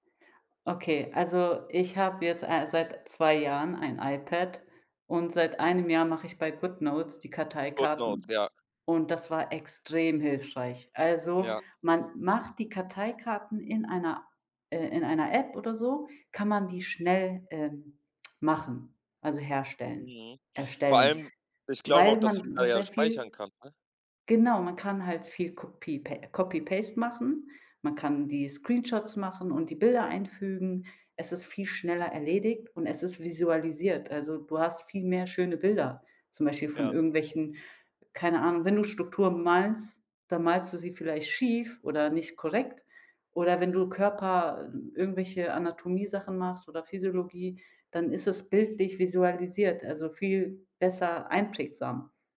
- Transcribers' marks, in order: other background noise; tongue click
- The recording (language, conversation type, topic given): German, podcast, Wie motivierst du dich beim Lernen, ganz ehrlich?